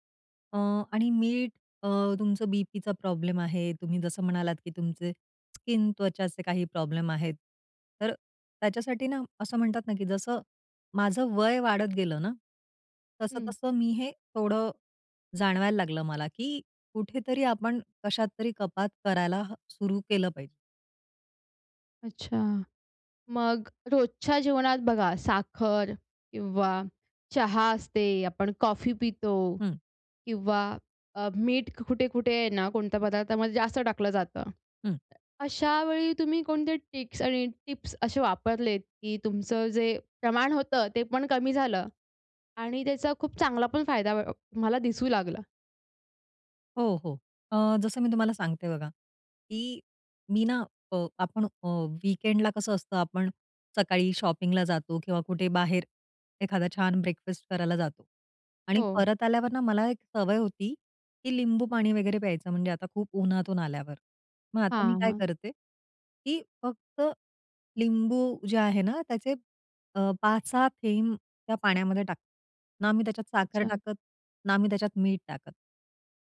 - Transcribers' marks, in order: in English: "ट्रिक्स"; in English: "वीकेंडला"; in English: "शॉपिंगला"; in English: "ब्रेकफास्ट"
- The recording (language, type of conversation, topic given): Marathi, podcast, साखर आणि मीठ कमी करण्याचे सोपे उपाय